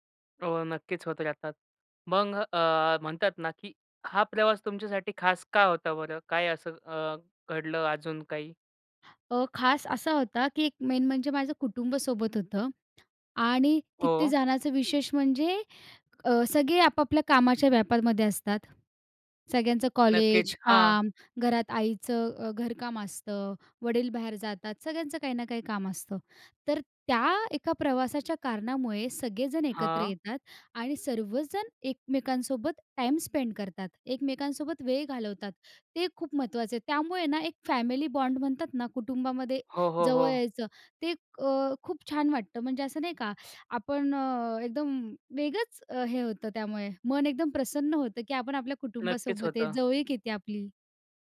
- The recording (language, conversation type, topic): Marathi, podcast, एकत्र प्रवास करतानाच्या आठवणी तुमच्यासाठी का खास असतात?
- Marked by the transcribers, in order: tapping; in English: "मेन"; other background noise; other noise; in English: "स्पेंड"; in English: "बॉन्ड"